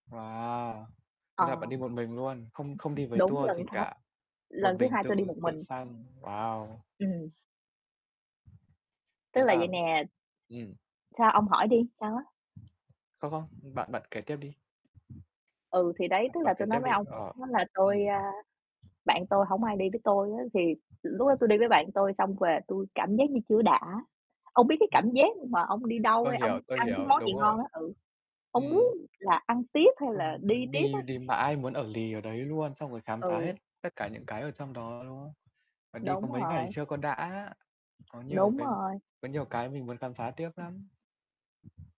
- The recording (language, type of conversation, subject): Vietnamese, unstructured, Bạn có chuyến đi nào khiến bạn nhớ mãi không quên không?
- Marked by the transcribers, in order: tapping; other background noise; distorted speech; unintelligible speech